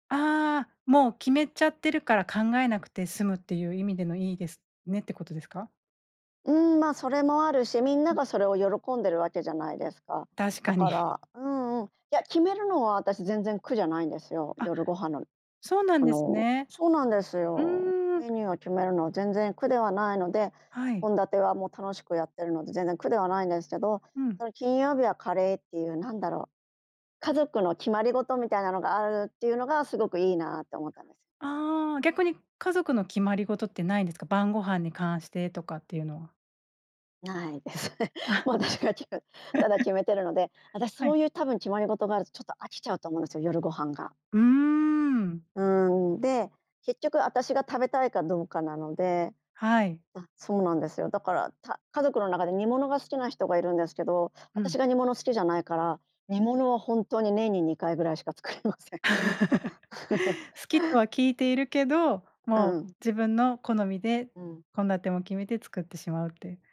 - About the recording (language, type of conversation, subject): Japanese, podcast, 晩ごはんはどうやって決めていますか？
- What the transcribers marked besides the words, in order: laughing while speaking: "ですね。もう、私が、きふ"; laugh; laugh; laughing while speaking: "作りません"; laugh